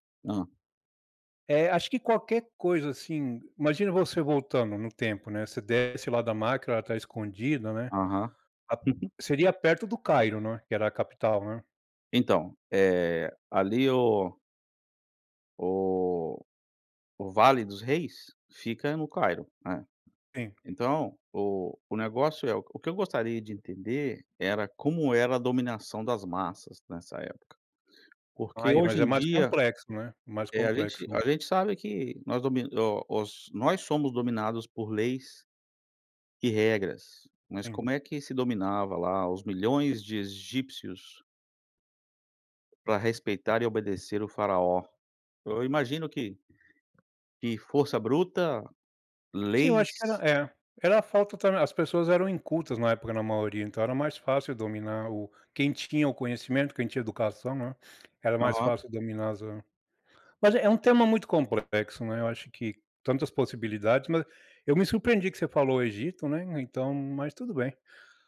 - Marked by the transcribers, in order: none
- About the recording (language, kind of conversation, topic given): Portuguese, unstructured, Se você pudesse viajar no tempo, para que época iria?
- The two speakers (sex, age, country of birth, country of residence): male, 40-44, United States, United States; male, 45-49, Brazil, United States